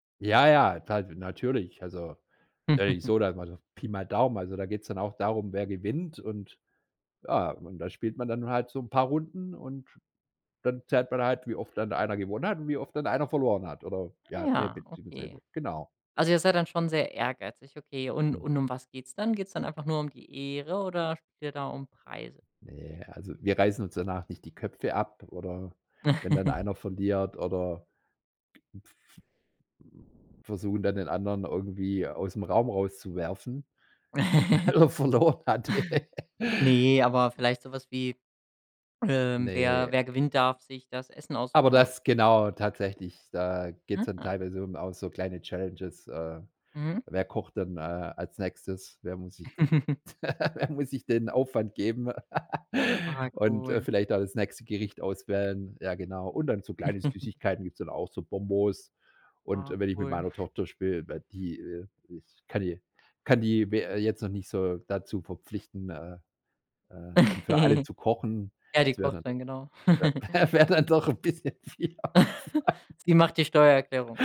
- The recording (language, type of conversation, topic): German, podcast, Wie richtest du dir zu Hause einen gemütlichen und praktischen Hobbyplatz ein?
- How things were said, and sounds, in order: giggle; giggle; other background noise; other noise; giggle; laughing while speaking: "weil er verloren hatte"; laugh; chuckle; laugh; laugh; chuckle; giggle; chuckle; laughing while speaking: "wäre dann doch, ein bisschen viel Aufwand"; giggle